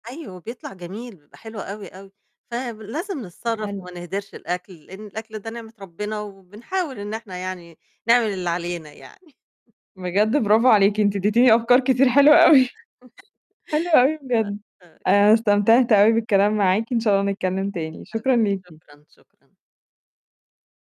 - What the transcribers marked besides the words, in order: chuckle; chuckle
- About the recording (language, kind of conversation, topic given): Arabic, podcast, إيه اللي بتعمله علشان تقلّل هدر الأكل في البيت؟